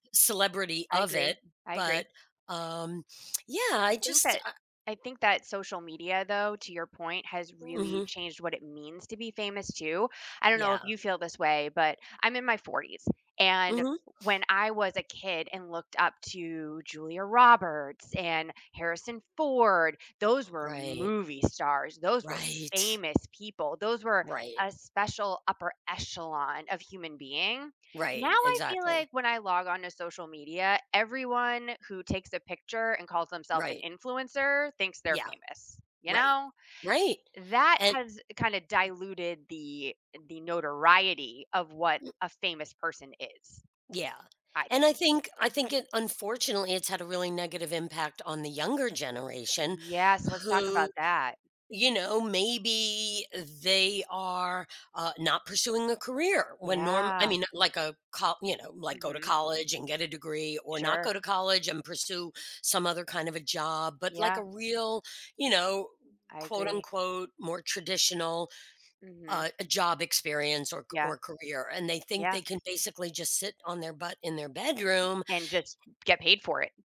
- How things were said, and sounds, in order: tsk; other background noise; tapping; other noise
- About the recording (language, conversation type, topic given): English, unstructured, What do you think about celebrity culture and fame?